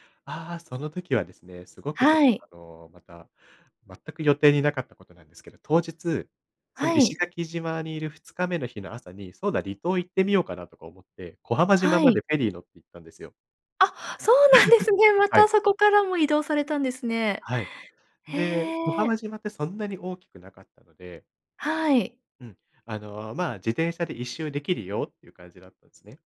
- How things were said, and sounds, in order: none
- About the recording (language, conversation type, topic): Japanese, podcast, 旅行で学んだ大切な教訓は何ですか？